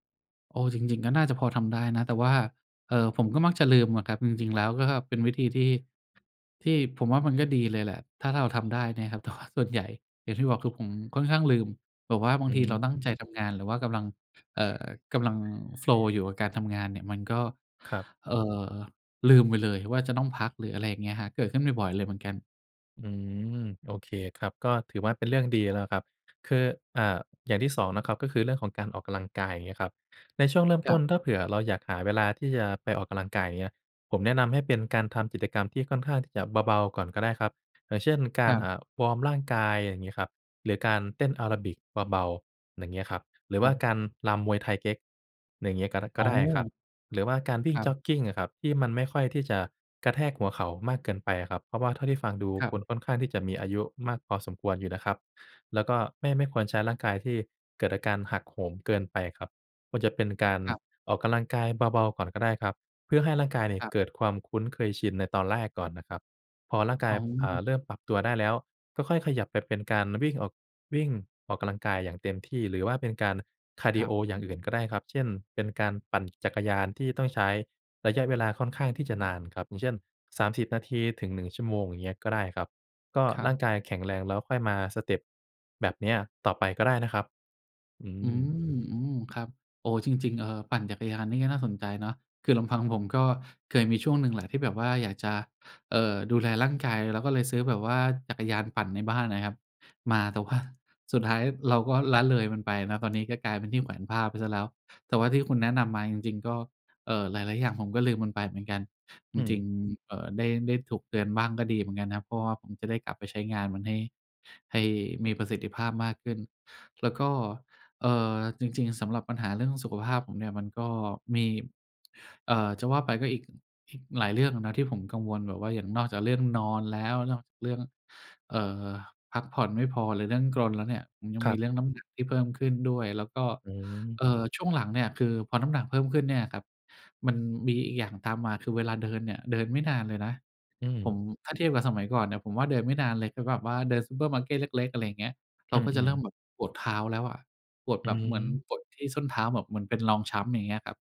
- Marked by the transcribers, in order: laughing while speaking: "แต่ว่า"; bird; in English: "โฟลว์"
- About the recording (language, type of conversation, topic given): Thai, advice, เมื่อสุขภาพแย่ลง ฉันควรปรับกิจวัตรประจำวันและกำหนดขีดจำกัดของร่างกายอย่างไร?
- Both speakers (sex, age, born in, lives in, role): male, 25-29, Thailand, Thailand, advisor; male, 50-54, Thailand, Thailand, user